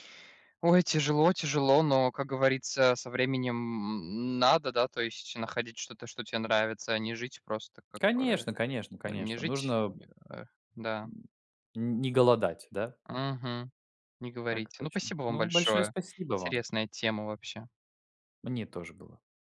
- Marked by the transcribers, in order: none
- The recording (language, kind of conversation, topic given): Russian, unstructured, Что вас больше всего раздражает в готовых блюдах из магазина?